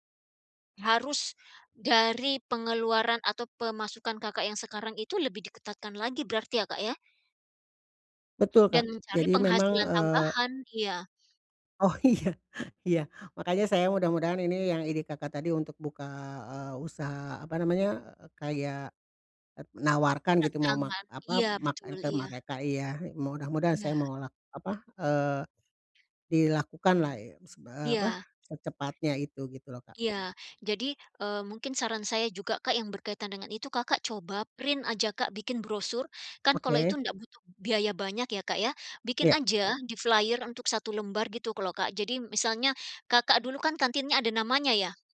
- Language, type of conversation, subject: Indonesian, advice, Bagaimana cara mengelola utang dan tagihan yang mendesak?
- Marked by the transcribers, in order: other background noise; laughing while speaking: "Oh, iya iya"; in English: "print"; in English: "flyer"